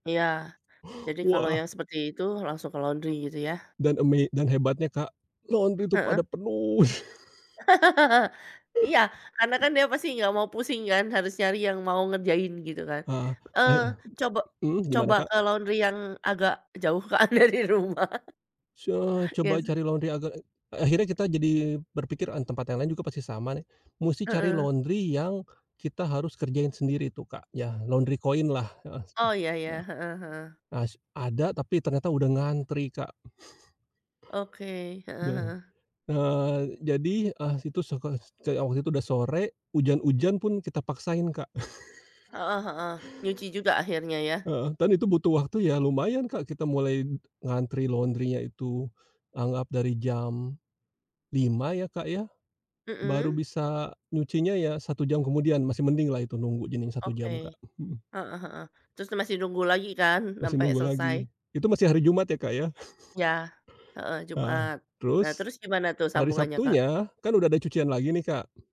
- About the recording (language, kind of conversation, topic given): Indonesian, podcast, Apa trik hemat listrik atau air di rumahmu?
- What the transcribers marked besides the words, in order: chuckle; laugh; other background noise; tapping; laughing while speaking: "kan dari rumah"; chuckle; chuckle; "dan" said as "tan"; sniff